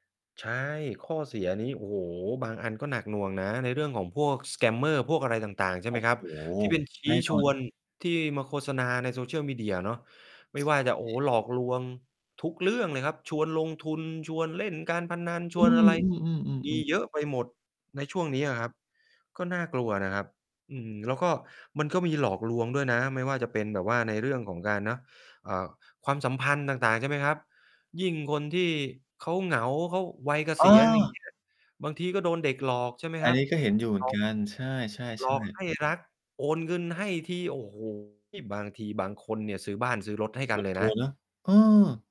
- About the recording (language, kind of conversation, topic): Thai, podcast, นิสัยการเล่นโซเชียลมีเดียตอนว่างของคุณเป็นอย่างไรบ้าง?
- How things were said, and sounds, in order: in English: "สแกมเมอร์"; static; distorted speech; other background noise; tapping